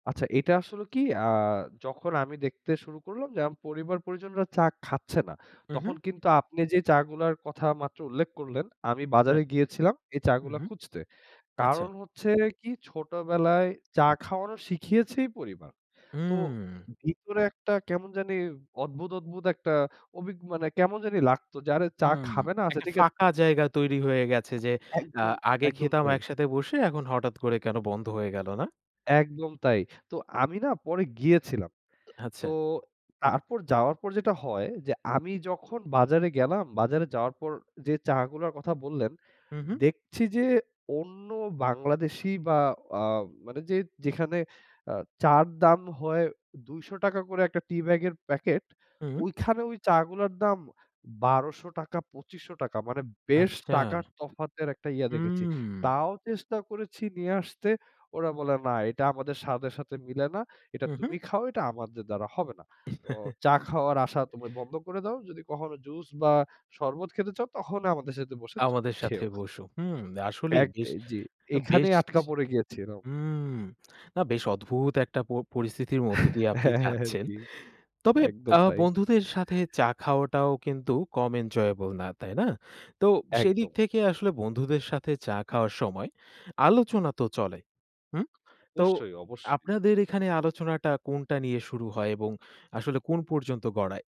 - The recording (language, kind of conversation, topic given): Bengali, podcast, চায়ের আড্ডা কেন আমাদের সম্পর্ক গড়ে তুলতে সাহায্য করে?
- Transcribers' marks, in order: laugh; in English: "এনজয়েবল"